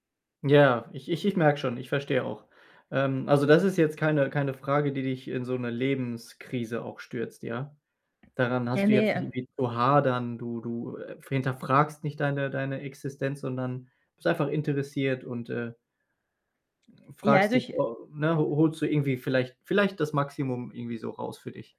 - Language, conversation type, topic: German, advice, Wie möchte ich in Erinnerung bleiben und was gibt meinem Leben Sinn?
- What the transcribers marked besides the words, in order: other background noise; other noise